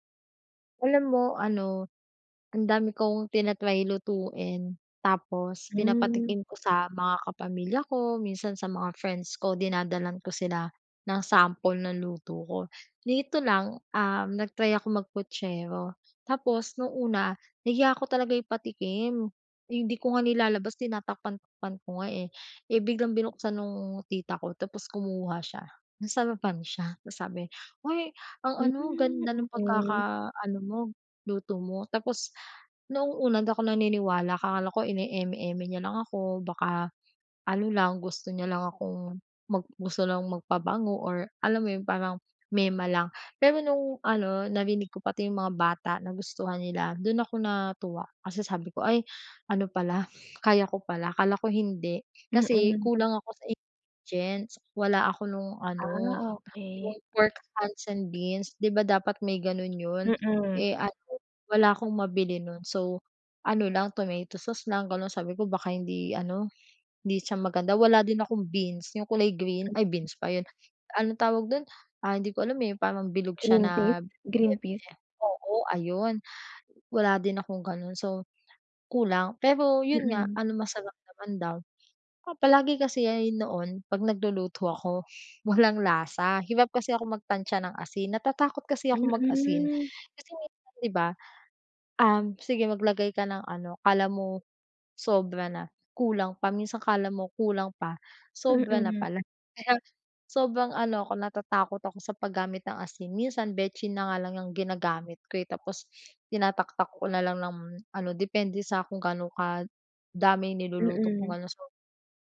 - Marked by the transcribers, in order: unintelligible speech
- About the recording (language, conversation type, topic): Filipino, advice, Paano ako mas magiging kumpiyansa sa simpleng pagluluto araw-araw?